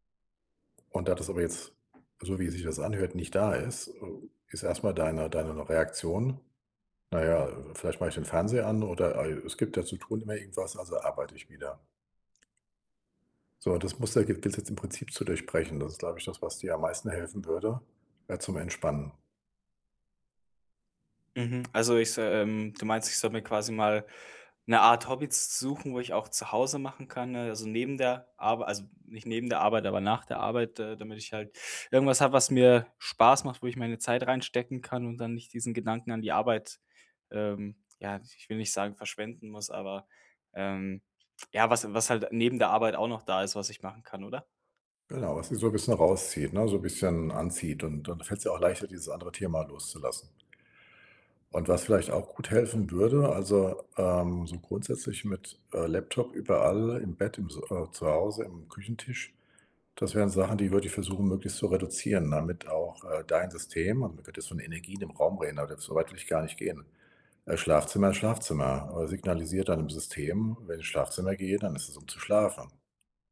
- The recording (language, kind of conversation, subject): German, advice, Warum fällt es mir schwer, zu Hause zu entspannen und loszulassen?
- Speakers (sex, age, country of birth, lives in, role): male, 25-29, Germany, Germany, user; male, 60-64, Germany, Germany, advisor
- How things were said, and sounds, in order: other background noise